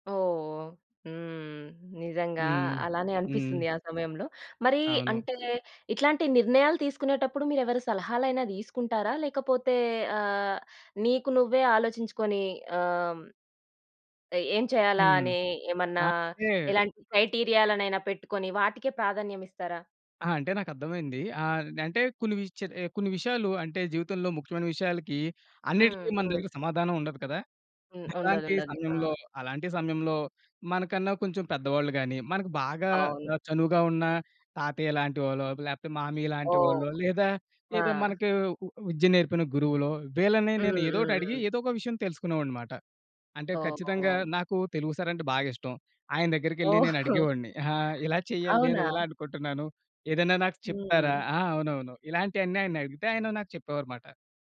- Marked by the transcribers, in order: other noise; "అంటే" said as "నంటే"; other background noise; chuckle
- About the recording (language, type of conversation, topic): Telugu, podcast, పెద్ద నిర్ణయం తీసుకోవడంలో మీరు ఏమి నేర్చుకున్నారు?
- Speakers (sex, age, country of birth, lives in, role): female, 25-29, India, India, host; male, 30-34, India, India, guest